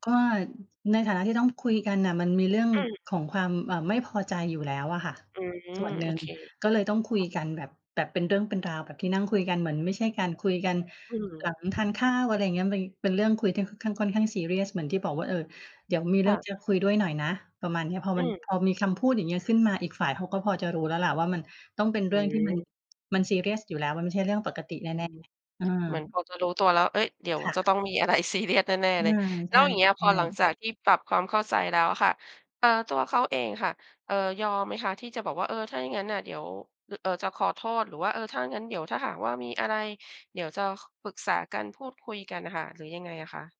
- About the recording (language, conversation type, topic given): Thai, podcast, เวลาอยู่ด้วยกัน คุณเลือกคุยหรือเช็กโทรศัพท์มากกว่ากัน?
- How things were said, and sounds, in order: other background noise; laughing while speaking: "อะไรซีเรียส"